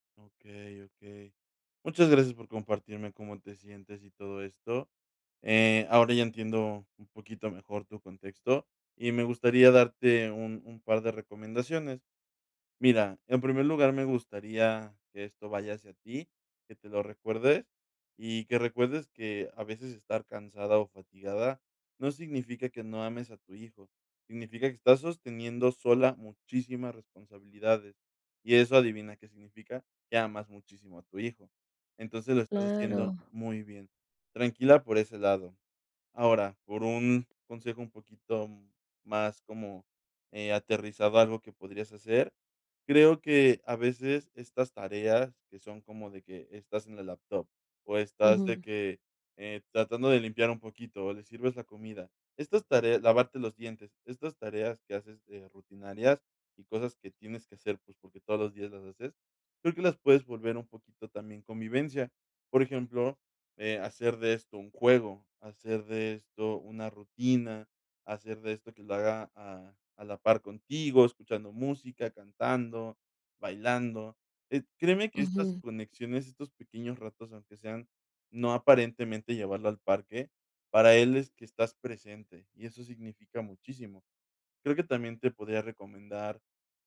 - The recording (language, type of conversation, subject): Spanish, advice, ¿Cómo puedo equilibrar mi trabajo con el cuidado de un familiar?
- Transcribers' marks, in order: other background noise; tapping